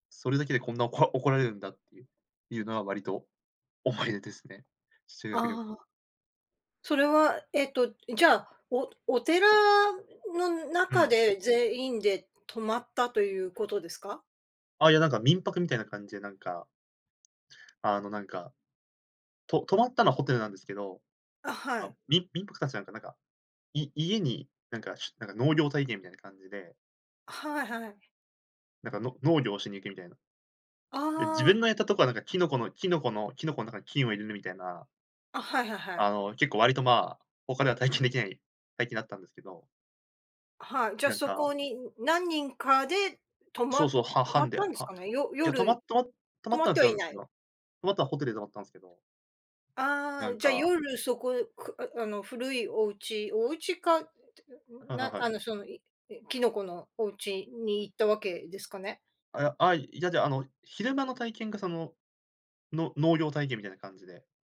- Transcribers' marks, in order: none
- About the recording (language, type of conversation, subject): Japanese, podcast, 修学旅行で一番心に残っている思い出は何ですか？